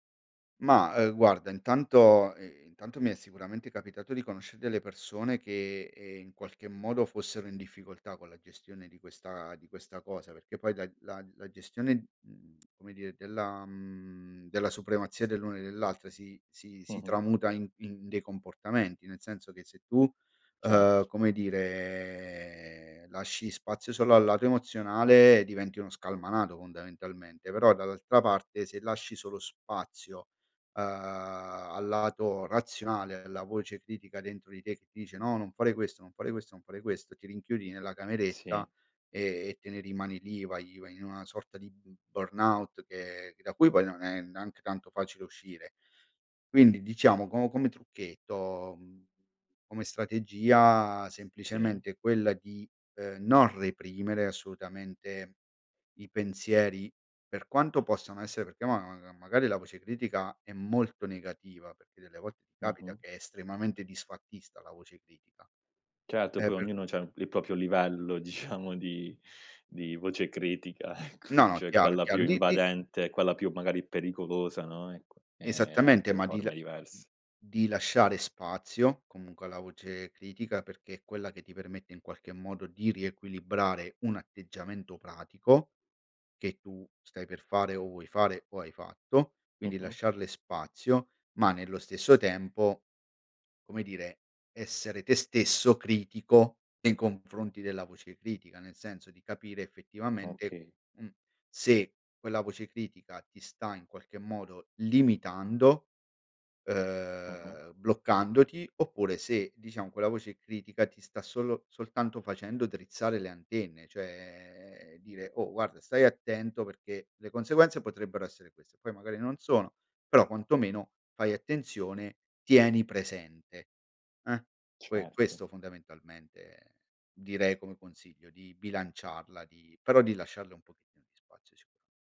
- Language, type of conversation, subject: Italian, podcast, Come gestisci la voce critica dentro di te?
- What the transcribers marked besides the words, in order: tsk; laughing while speaking: "diciamo"; laughing while speaking: "ecco"; "cioè" said as "ceh"